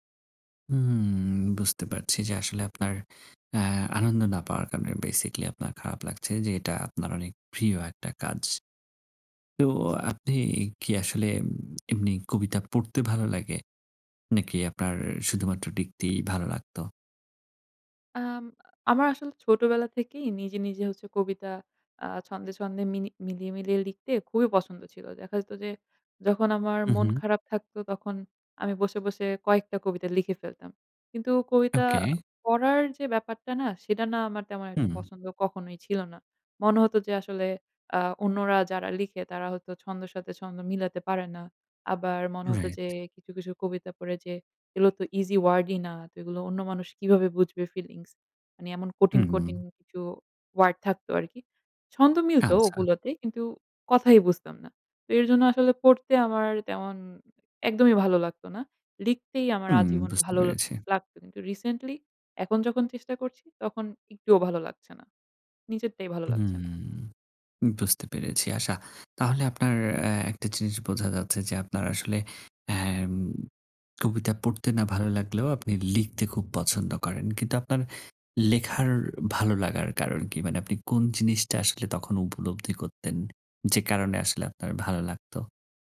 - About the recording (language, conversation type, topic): Bengali, advice, আপনার আগ্রহ কীভাবে কমে গেছে এবং আগে যে কাজগুলো আনন্দ দিত, সেগুলো এখন কেন আর আনন্দ দেয় না?
- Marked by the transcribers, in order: drawn out: "হুম"; in English: "ওয়ার্ড"; in English: "ফিলিংস"; in English: "ওয়ার্ড"; in English: "রিসেন্টলি"; drawn out: "হুম"; "আচ্ছা" said as "আশা"